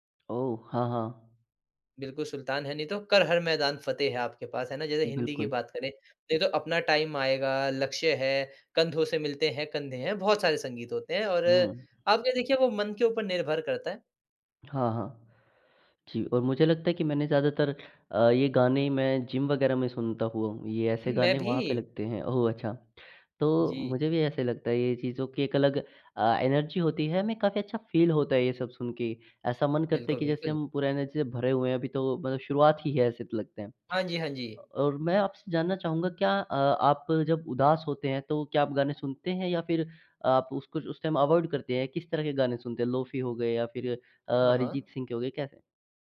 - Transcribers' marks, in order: in English: "एनर्जी"; in English: "फ़ील"; in English: "एनर्जी"; in English: "टाइम अवॉइड"
- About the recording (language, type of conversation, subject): Hindi, podcast, तुम्हारी संगीत पहचान कैसे बनती है, बताओ न?